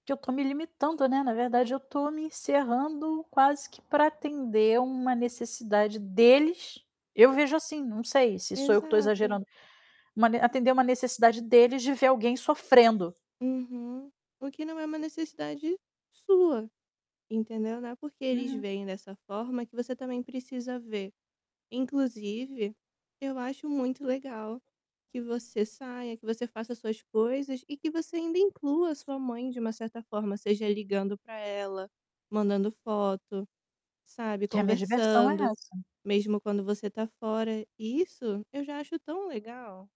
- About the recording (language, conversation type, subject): Portuguese, advice, Como posso parar de evitar convites sociais por medo de ser julgado?
- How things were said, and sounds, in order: other background noise; static